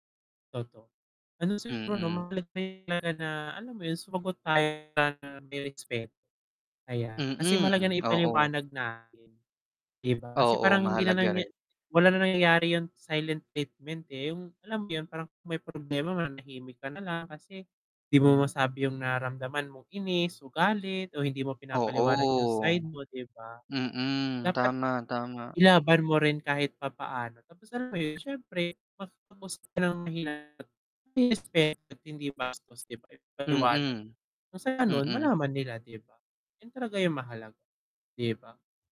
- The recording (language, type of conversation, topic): Filipino, unstructured, Paano mo hinaharap ang mga alitan sa pamilya?
- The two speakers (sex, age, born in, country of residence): male, 20-24, Philippines, Philippines; male, 25-29, Philippines, Philippines
- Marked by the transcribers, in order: mechanical hum; distorted speech; unintelligible speech; static